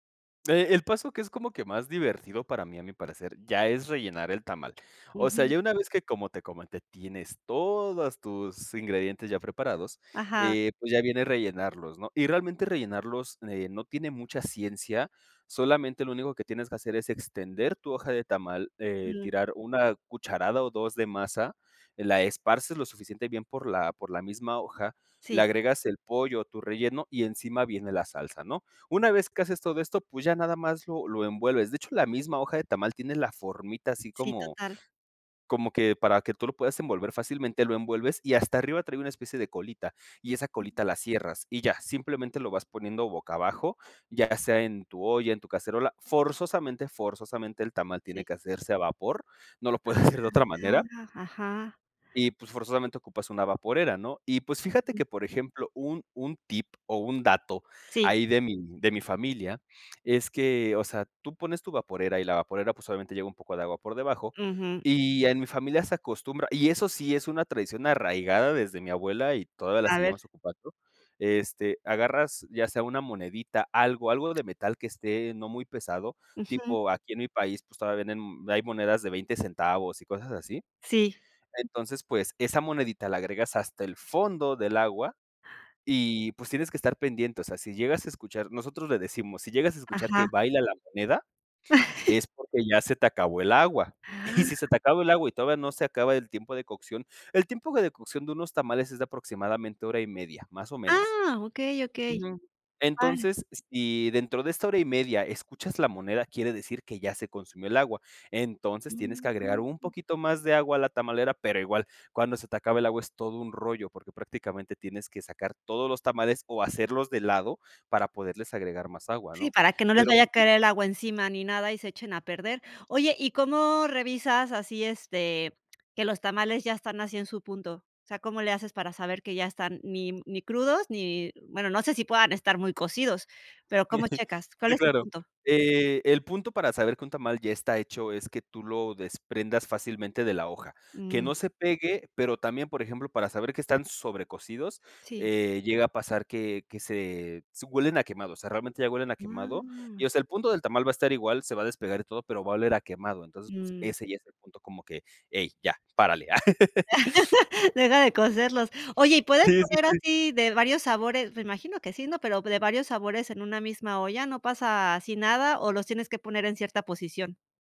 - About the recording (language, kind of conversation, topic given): Spanish, podcast, ¿Tienes alguna receta familiar que hayas transmitido de generación en generación?
- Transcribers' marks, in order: tapping; other noise; laughing while speaking: "puedes hacer"; drawn out: "Ah"; inhale; surprised: "Ah"; laugh; laughing while speaking: "Y si se te acabó el agua"; gasp; drawn out: "Mm"; chuckle; surprised: "Wao"; laugh